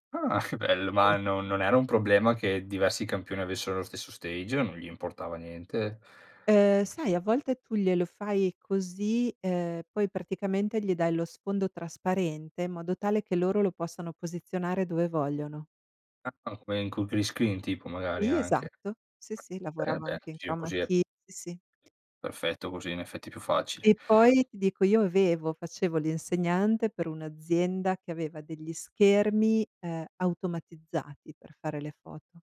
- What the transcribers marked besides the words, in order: unintelligible speech; in English: "screen"; other background noise; in English: "chroma key"
- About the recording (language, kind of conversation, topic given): Italian, podcast, Come descriveresti la tua identità professionale, cioè chi sei sul lavoro?
- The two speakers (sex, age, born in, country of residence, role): female, 45-49, Italy, United States, guest; male, 30-34, Italy, Italy, host